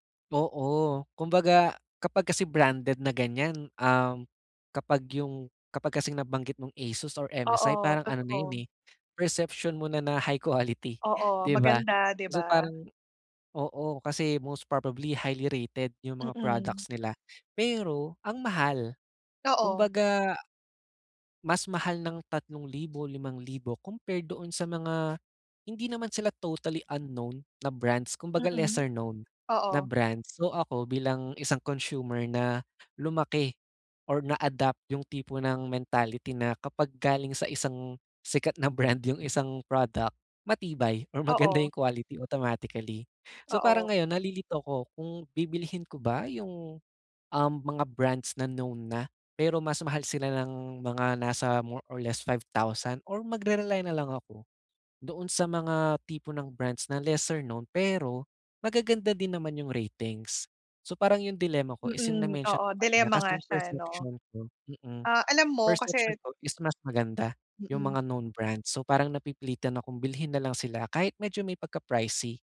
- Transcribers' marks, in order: tapping; in English: "most probably highly rated"; other noise; laughing while speaking: "brand"; other background noise; laughing while speaking: "maganda"
- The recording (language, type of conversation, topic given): Filipino, advice, Paano ako makakapili kung uunahin ko ba ang kalidad o ang mas murang presyo para sa payak na pamumuhay?